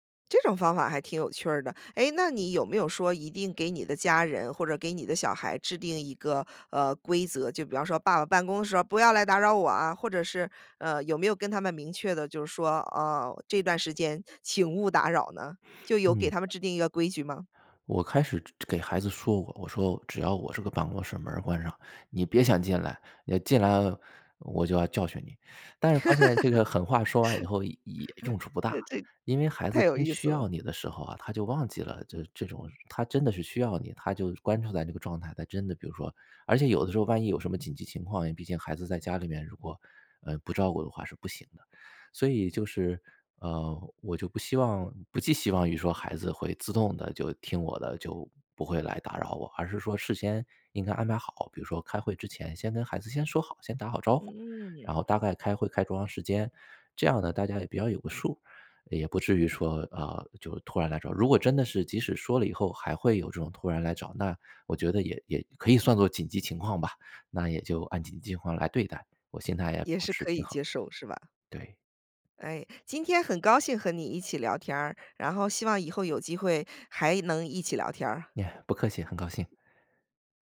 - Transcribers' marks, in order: laugh; laughing while speaking: "这太有意思了"; other background noise
- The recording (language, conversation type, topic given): Chinese, podcast, 居家办公时，你如何划分工作和生活的界限？